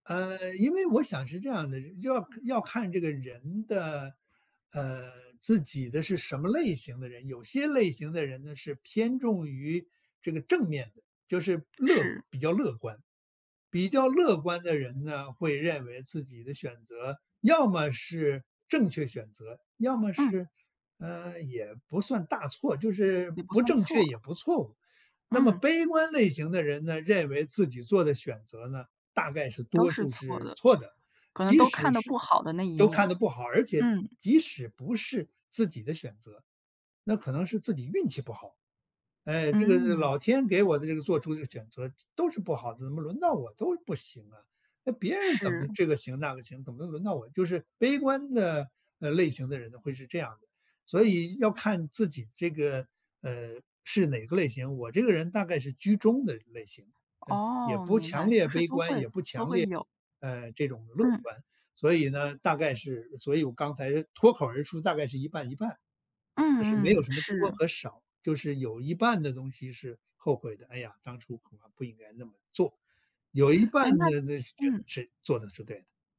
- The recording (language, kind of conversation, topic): Chinese, podcast, 你如何判断什么时候该放弃，什么时候该坚持？
- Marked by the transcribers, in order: tapping